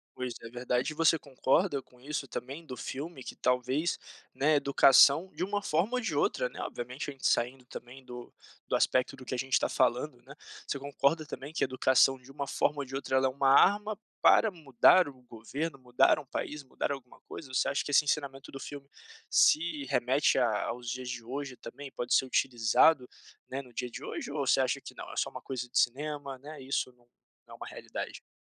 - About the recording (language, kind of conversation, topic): Portuguese, podcast, Que filme da sua infância marcou você profundamente?
- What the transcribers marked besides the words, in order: none